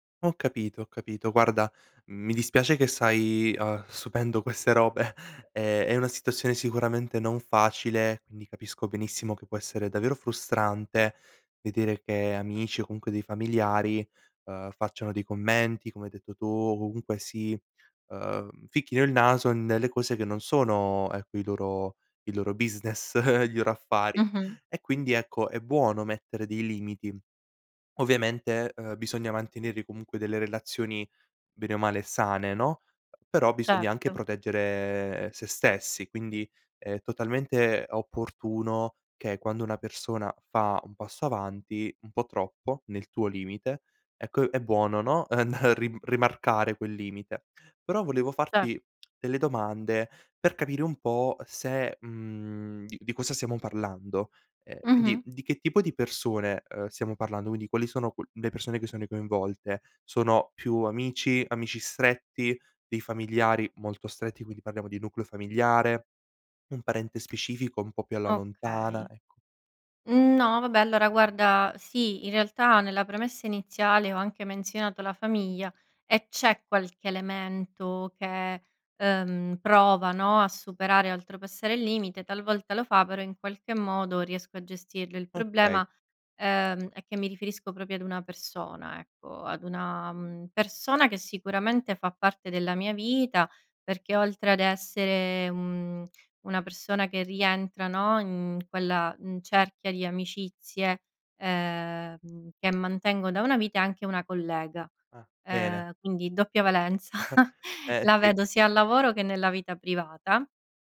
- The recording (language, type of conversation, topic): Italian, advice, Come posso mettere dei limiti nelle relazioni con amici o familiari?
- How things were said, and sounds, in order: laughing while speaking: "business"; other background noise; laughing while speaking: "andare a ri"; lip smack; laughing while speaking: "valenza"; chuckle